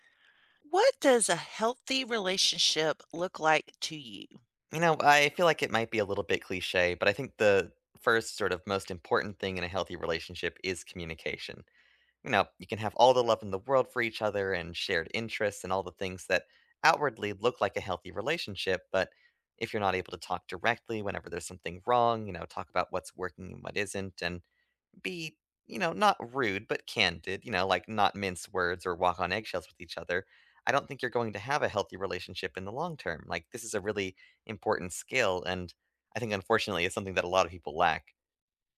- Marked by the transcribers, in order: none
- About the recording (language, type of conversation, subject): English, unstructured, What does a healthy relationship look like to you?
- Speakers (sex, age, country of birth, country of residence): female, 55-59, United States, United States; male, 30-34, United States, United States